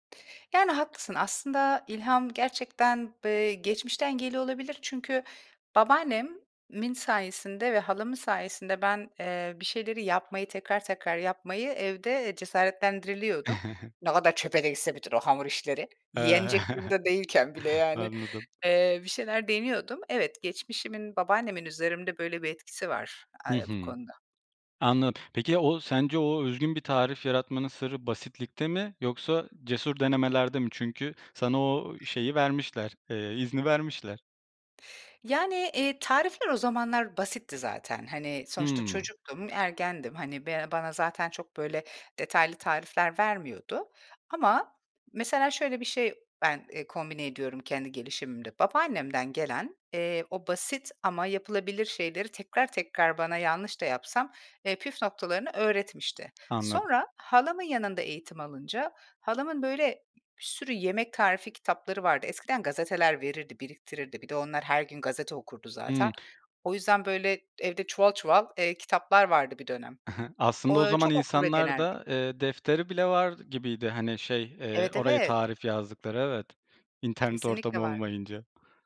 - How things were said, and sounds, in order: "babaannemin" said as "babaannemmin"; put-on voice: "Ne kadar çöpe de gitse bütün o hamur işleri"; chuckle; chuckle; other background noise; tapping
- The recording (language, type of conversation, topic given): Turkish, podcast, Kendi imzanı taşıyacak bir tarif yaratmaya nereden başlarsın?